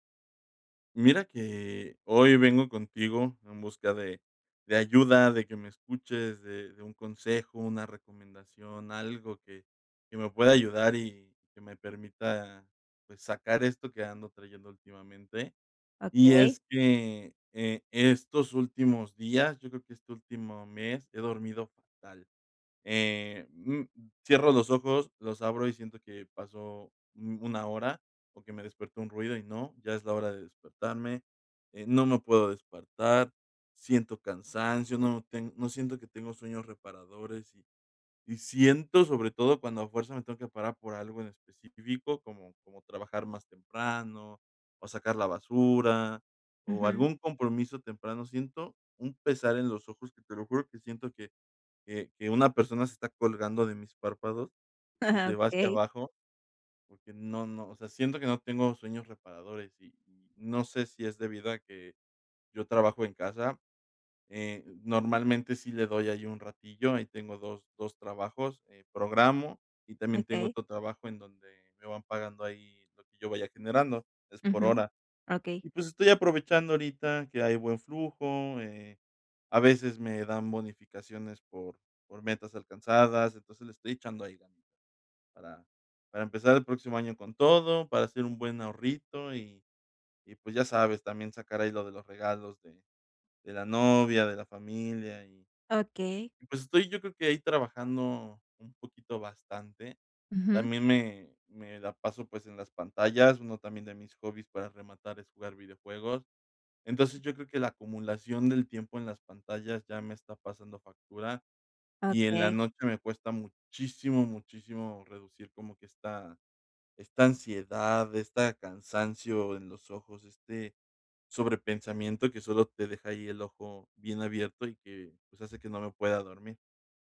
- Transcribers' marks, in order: chuckle; other background noise
- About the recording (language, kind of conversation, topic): Spanish, advice, ¿Cómo puedo reducir la ansiedad antes de dormir?